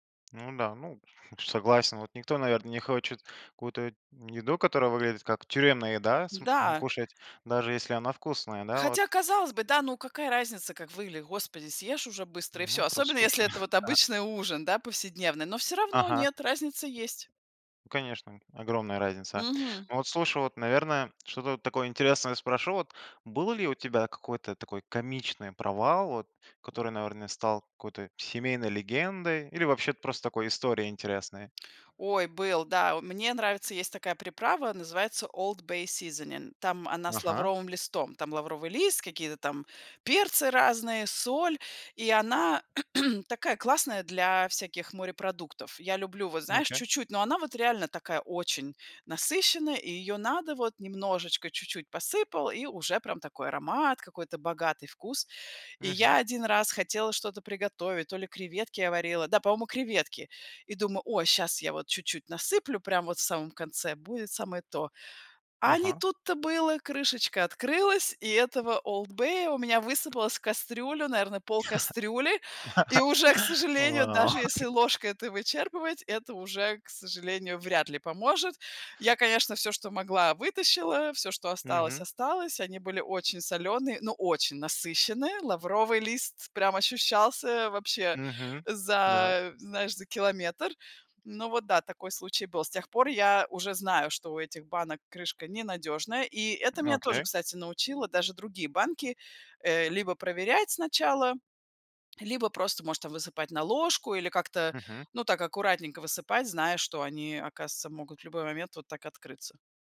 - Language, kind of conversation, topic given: Russian, podcast, Как вы успеваете готовить вкусный ужин быстро?
- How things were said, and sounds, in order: chuckle; chuckle; throat clearing; tapping; laugh; chuckle